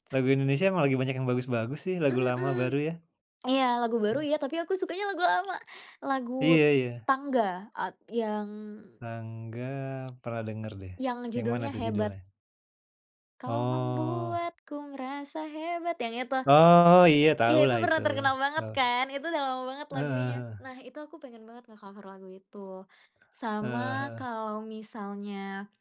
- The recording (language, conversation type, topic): Indonesian, podcast, Apa hobi favoritmu, dan kenapa kamu menyukainya?
- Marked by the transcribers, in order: joyful: "tapi aku sukanya lagu lama"; tapping; singing: "Kau membuatku merasa hebat"; drawn out: "Oh"; in English: "nge-cover"